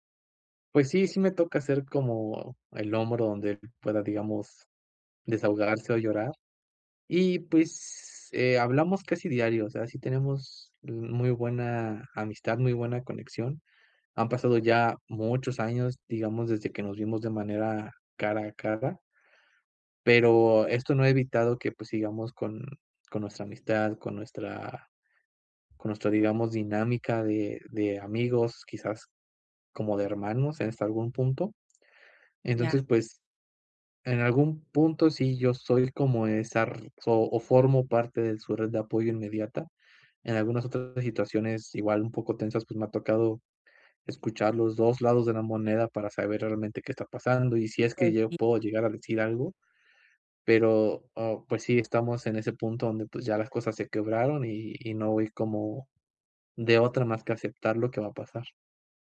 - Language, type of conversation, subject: Spanish, advice, ¿Cómo puedo apoyar a alguien que está atravesando cambios importantes en su vida?
- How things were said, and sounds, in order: other background noise; tapping